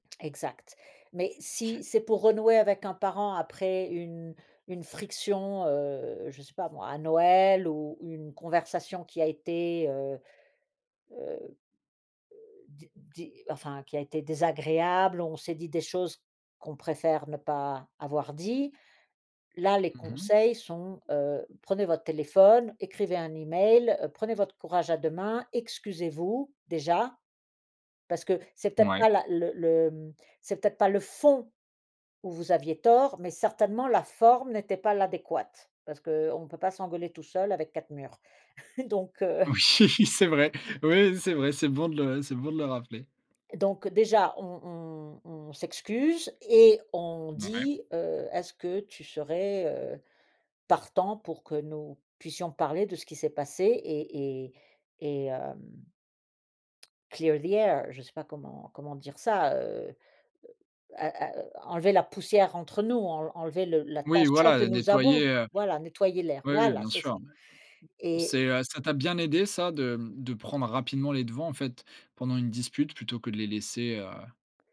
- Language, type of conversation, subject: French, podcast, Quels conseils pratiques donnerais-tu pour renouer avec un parent ?
- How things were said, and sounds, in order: stressed: "fond"; chuckle; laughing while speaking: "Oui"; in English: "clear the air ?"; stressed: "voilà c'est ça"